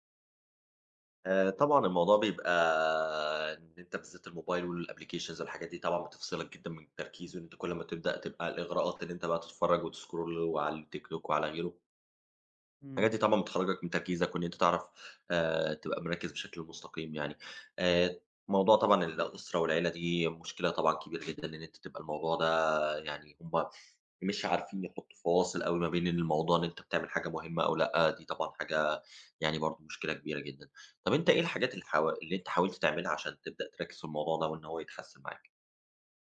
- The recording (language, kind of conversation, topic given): Arabic, advice, إزاي أقدر أدخل في حالة تدفّق وتركيز عميق؟
- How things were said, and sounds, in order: in English: "والapplications"; in English: "وتscroll"; tapping; other background noise